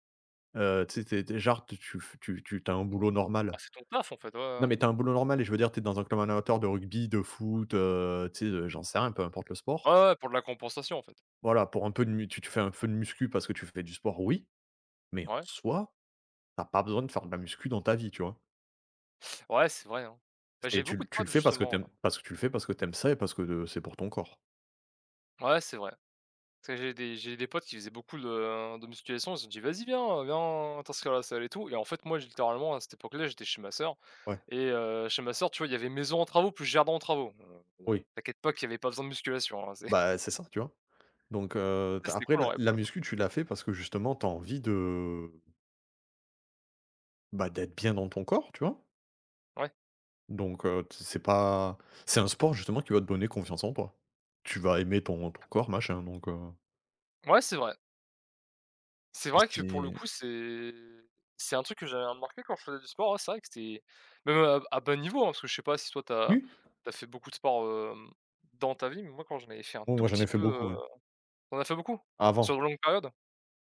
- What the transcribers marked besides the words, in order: stressed: "soi"; teeth sucking; other background noise; chuckle; tapping
- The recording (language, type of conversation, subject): French, unstructured, Comment le sport peut-il changer ta confiance en toi ?